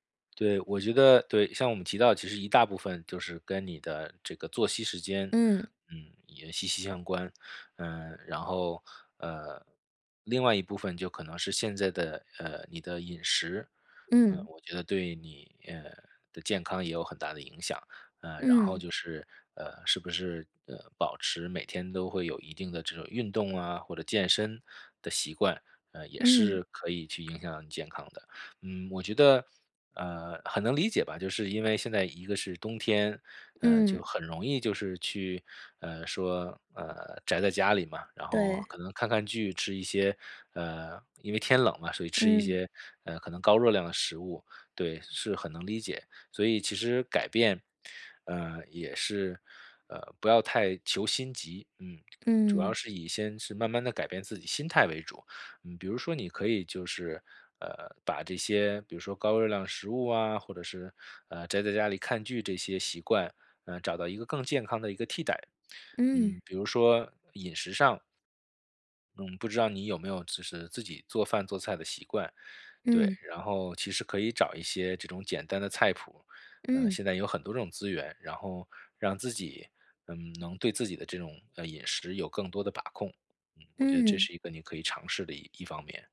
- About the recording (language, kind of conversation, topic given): Chinese, advice, 假期里如何有效放松并恢复精力？
- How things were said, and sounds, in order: other background noise